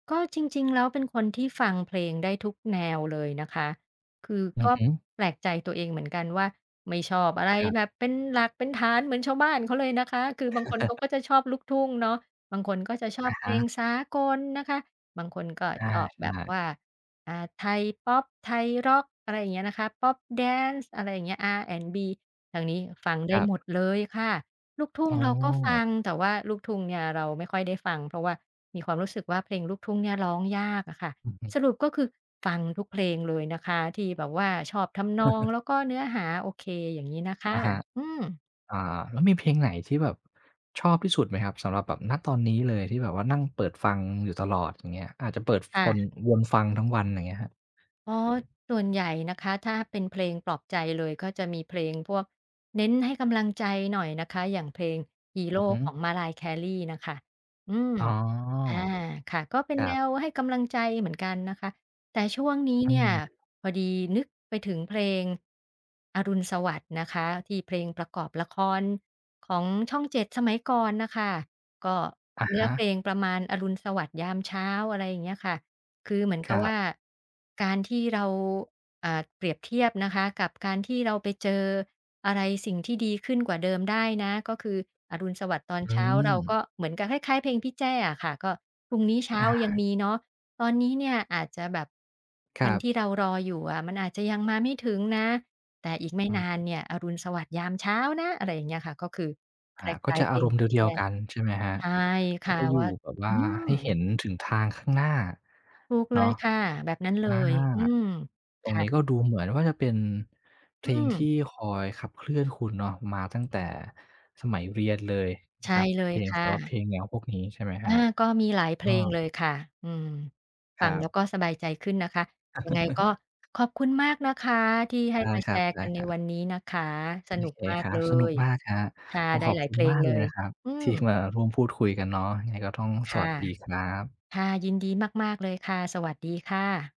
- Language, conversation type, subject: Thai, podcast, เพลงไหนที่ฟังแล้วปลอบใจคุณได้เสมอ?
- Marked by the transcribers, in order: chuckle; other background noise; tapping; chuckle; chuckle